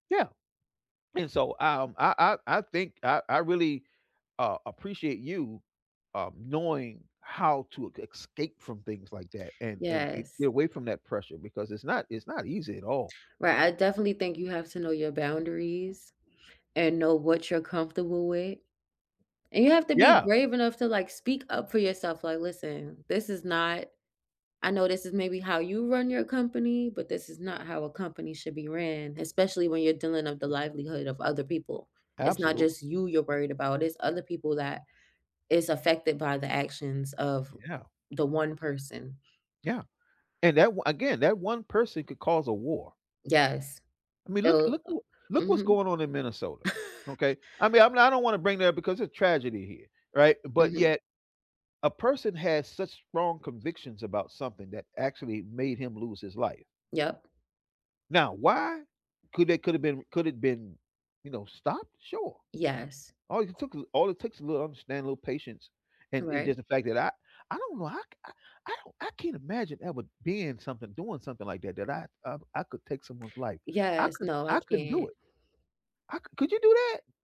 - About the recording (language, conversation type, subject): English, unstructured, Have you ever felt pressured to stay quiet about problems at work?
- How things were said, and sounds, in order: tapping; chuckle